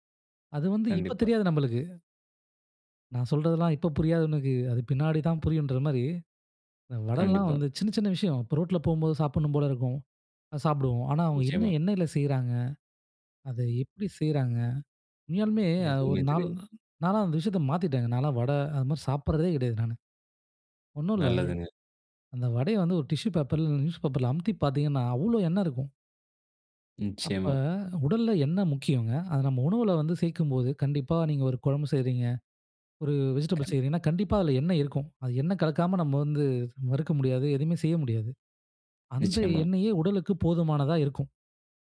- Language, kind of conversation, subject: Tamil, podcast, உணவில் சிறிய மாற்றங்கள் எப்படி வாழ்க்கையை பாதிக்க முடியும்?
- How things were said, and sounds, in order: in English: "டிஷ்யூ பேப்பர்"; "எண்ணெய்" said as "எண்ணெ"; "எண்ணெய்" said as "எண்ணெ"